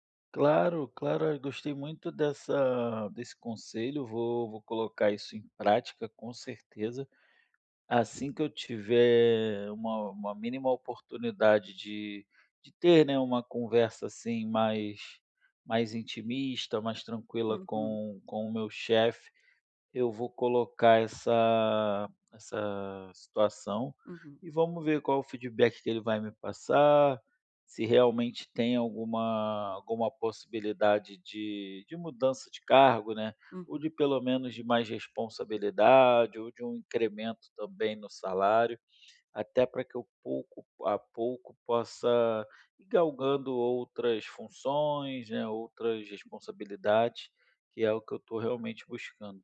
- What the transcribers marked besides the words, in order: none
- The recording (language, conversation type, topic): Portuguese, advice, Como posso definir metas de carreira claras e alcançáveis?